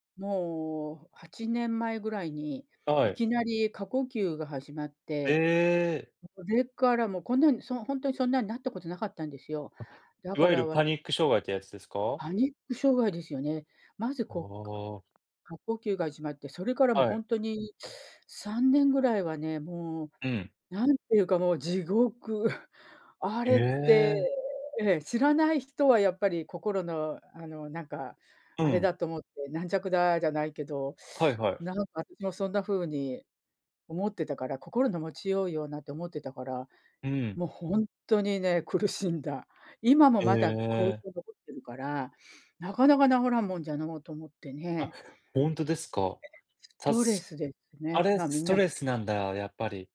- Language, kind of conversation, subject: Japanese, unstructured, 心の健康について、もっと知りたいことは何ですか？
- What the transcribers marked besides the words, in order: tapping; chuckle; teeth sucking; unintelligible speech